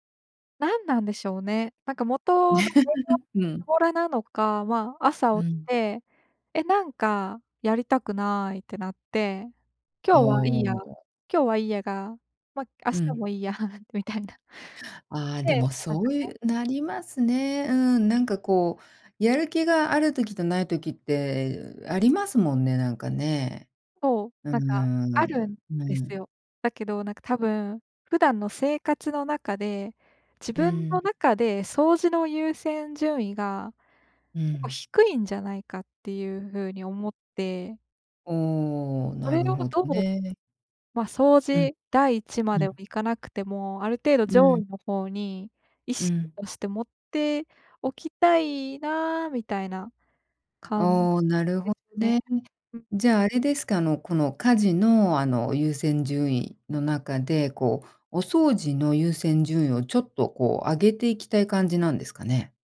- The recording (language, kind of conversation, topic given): Japanese, advice, 家事や日課の優先順位をうまく決めるには、どうしたらよいですか？
- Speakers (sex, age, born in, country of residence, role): female, 25-29, Japan, Japan, user; female, 50-54, Japan, United States, advisor
- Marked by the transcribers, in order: laugh; laughing while speaking: "いいやみたいな"